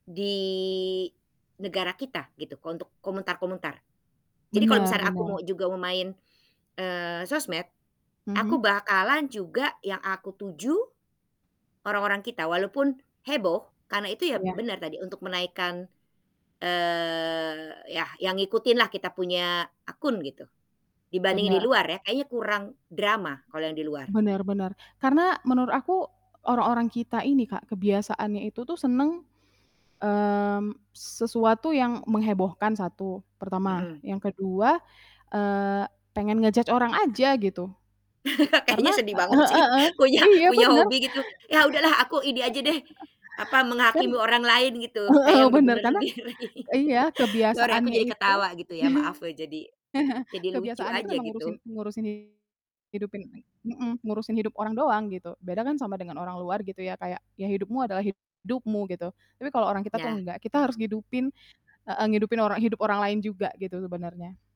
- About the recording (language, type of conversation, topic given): Indonesian, unstructured, Mengapa masih banyak orang yang suka menghakimi tanpa mengetahui fakta secara lengkap?
- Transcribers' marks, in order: static; drawn out: "eee"; in English: "nge-judge"; laugh; laughing while speaking: "Kayaknya sedih banget sih punya punya hobi gitu"; laugh; chuckle; distorted speech; laughing while speaking: "sendiri"; laugh